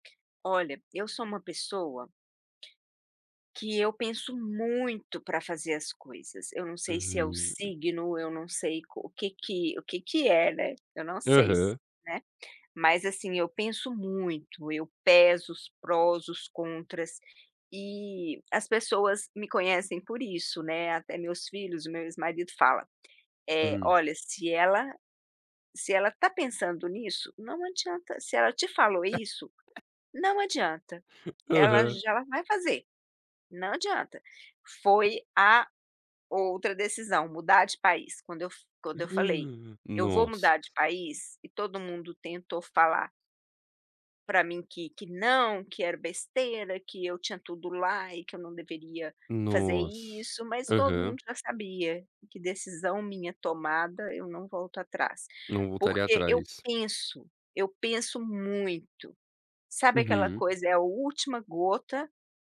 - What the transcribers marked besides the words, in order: other background noise; laugh; joyful: "Aham"; afraid: "Ah, nossa"
- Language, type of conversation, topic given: Portuguese, podcast, Me conta uma decisão que mudou sua vida?